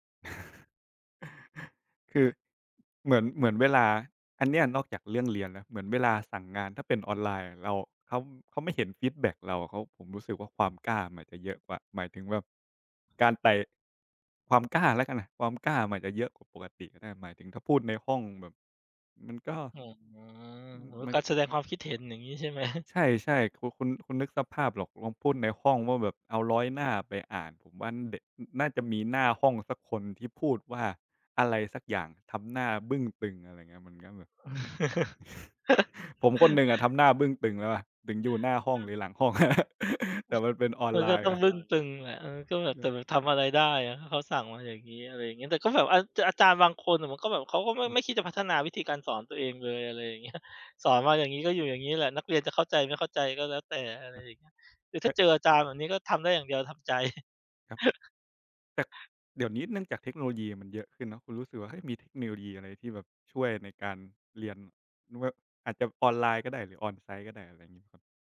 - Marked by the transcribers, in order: chuckle; other background noise; laugh; background speech; laugh; tapping; chuckle; in English: "On-site"
- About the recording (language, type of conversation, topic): Thai, unstructured, คุณคิดว่าการเรียนออนไลน์ดีกว่าการเรียนในห้องเรียนหรือไม่?